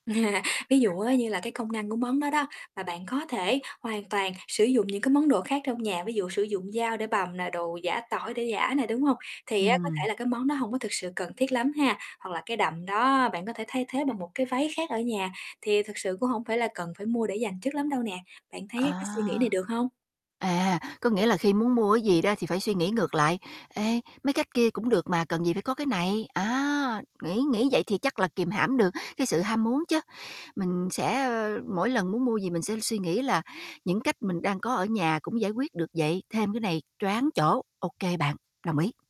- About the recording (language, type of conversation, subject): Vietnamese, advice, Bạn có thói quen tích trữ đồ để phòng khi cần nhưng hiếm khi dùng không?
- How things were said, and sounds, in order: static; chuckle; tapping